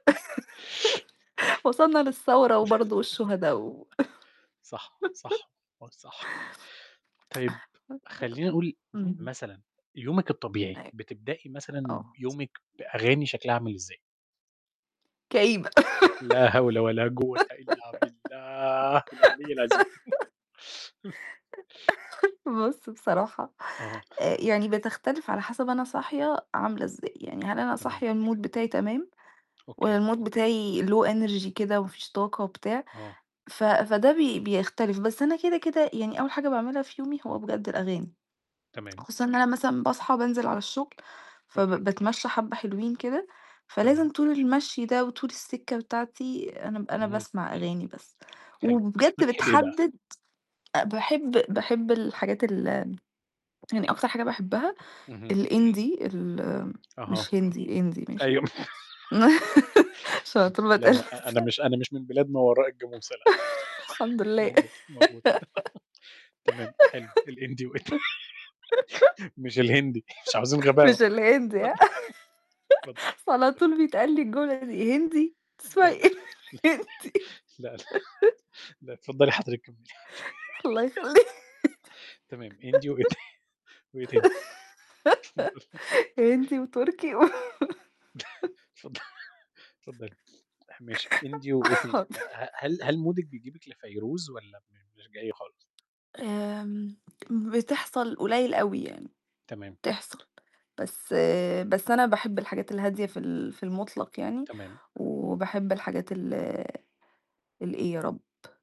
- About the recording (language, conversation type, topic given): Arabic, unstructured, إيه دور الموسيقى في تحسين مزاجك كل يوم؟
- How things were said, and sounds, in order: laugh; laugh; laugh; other noise; unintelligible speech; put-on voice: "لا هول ولا جوة إلا بالله العلي العظيم"; giggle; chuckle; laughing while speaking: "بُص بصراحة"; chuckle; in English: "المود"; in English: "المود"; in English: "low energy"; other background noise; in English: "الindie"; in English: "indie"; laugh; laughing while speaking: "عشان على طول"; unintelligible speech; chuckle; laughing while speaking: "الحمد لله"; chuckle; laugh; laughing while speaking: "الindie وإيه تا"; in English: "الindie"; laugh; chuckle; laughing while speaking: "مش الهندي، هاه؟ أصل على … بتسمعي إيه هندي؟"; chuckle; laughing while speaking: "اتفضل اتفضل اتفضلي"; laugh; laughing while speaking: "لا، لا، لا، لا"; laugh; laughing while speaking: "الله يخليك هندي وتركي و"; laugh; in English: "indie"; laughing while speaking: "وإيه ت"; giggle; laughing while speaking: "اتفضلي"; chuckle; laughing while speaking: "اتفض"; chuckle; in English: "indie"; laughing while speaking: "حاضر"